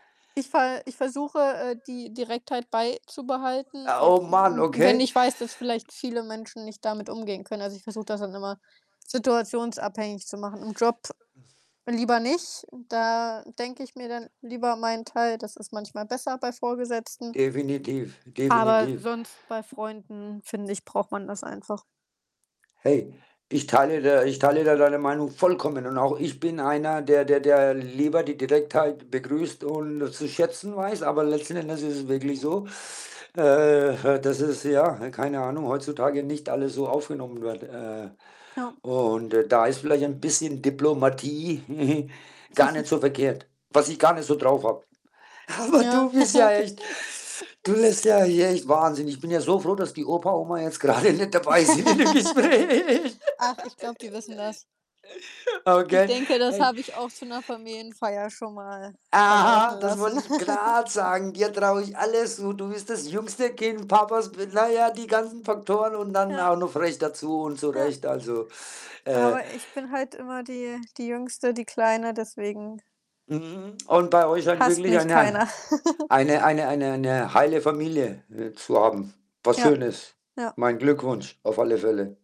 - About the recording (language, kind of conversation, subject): German, unstructured, Hast du ein Lieblingsfoto aus deiner Kindheit, und warum ist es für dich besonders?
- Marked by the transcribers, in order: background speech; distorted speech; static; other background noise; stressed: "vollkommen"; chuckle; chuckle; laughing while speaking: "Aber"; laughing while speaking: "Okay"; giggle; laugh; laughing while speaking: "jetzt grade nicht dabei sind in dem Gespräch"; laugh; other noise; laughing while speaking: "Aha"; stressed: "grad"; giggle; snort; giggle